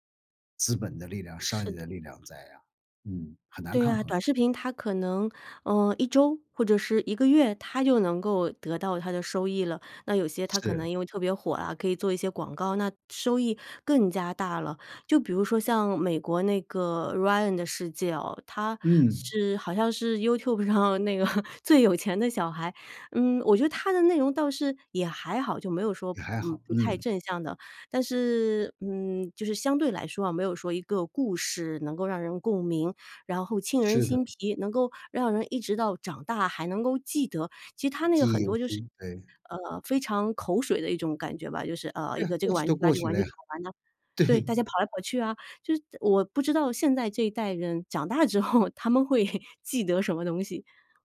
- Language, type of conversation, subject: Chinese, podcast, 你小时候最爱看的电视节目是什么？
- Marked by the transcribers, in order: laughing while speaking: "那个"; laughing while speaking: "对"; laughing while speaking: "之后"; laughing while speaking: "会"